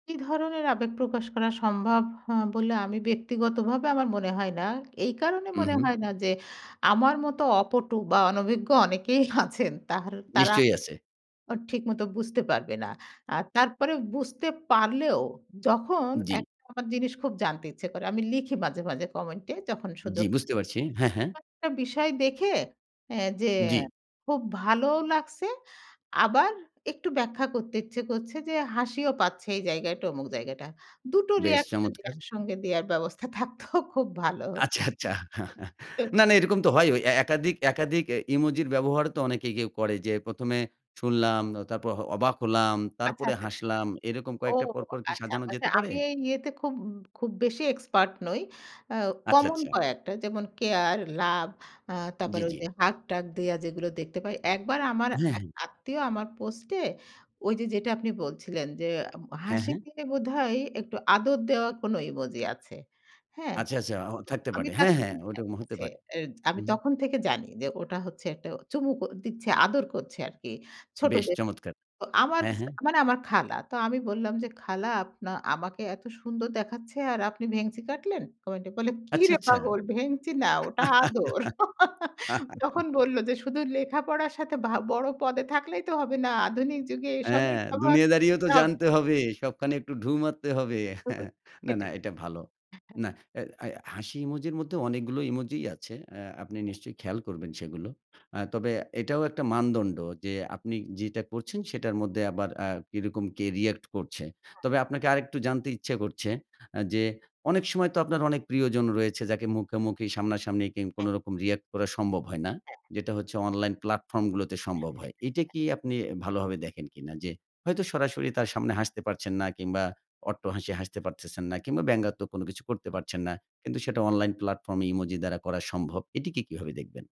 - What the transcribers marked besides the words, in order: other background noise; laughing while speaking: "আছেন"; laughing while speaking: "আচ্ছা, আচ্ছা"; laughing while speaking: "থাকত"; unintelligible speech; chuckle; chuckle
- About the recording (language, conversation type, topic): Bengali, podcast, আপনি টেক্সট বার্তায় হাসির ইমোজি কখন ব্যবহার করেন?